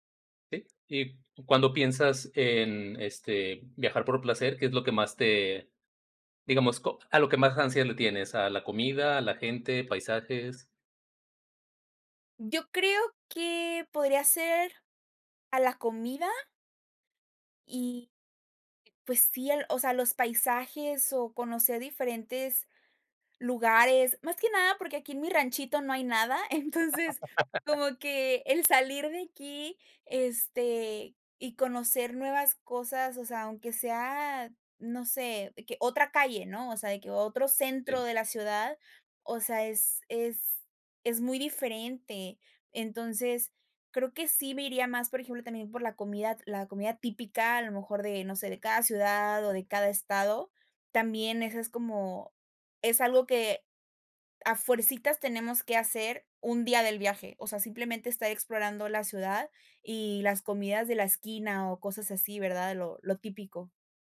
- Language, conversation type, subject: Spanish, podcast, ¿Qué te fascina de viajar por placer?
- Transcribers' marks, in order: laughing while speaking: "Entonces"; laugh